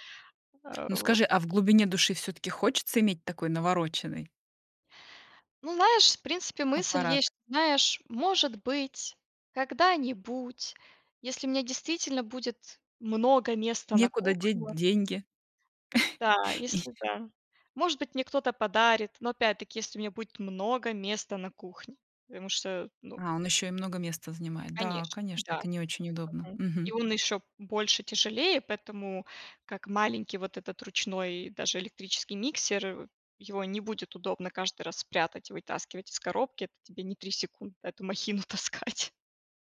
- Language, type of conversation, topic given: Russian, podcast, Как бюджетно снова начать заниматься забытым увлечением?
- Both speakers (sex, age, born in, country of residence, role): female, 35-39, Ukraine, United States, guest; female, 40-44, Russia, Mexico, host
- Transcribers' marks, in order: chuckle; laughing while speaking: "И"; laughing while speaking: "таскать"